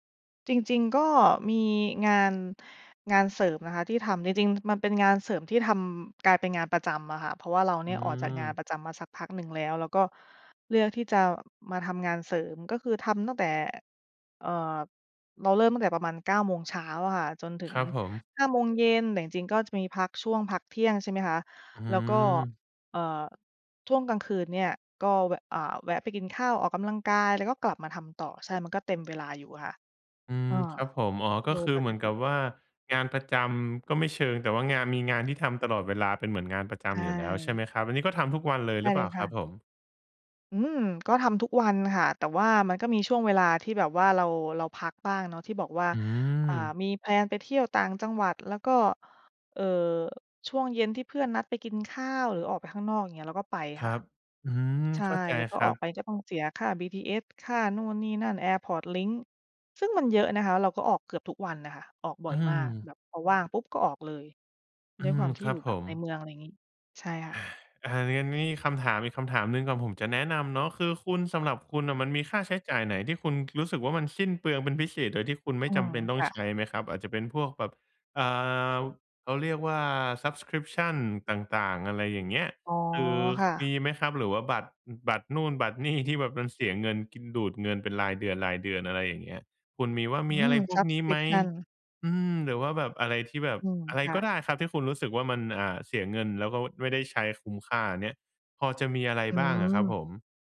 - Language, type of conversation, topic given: Thai, advice, จะลดค่าใช้จ่ายโดยไม่กระทบคุณภาพชีวิตได้อย่างไร?
- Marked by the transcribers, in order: in English: "แพลน"; tapping; in English: "subscription"; laughing while speaking: "นี่"; in English: "subscription"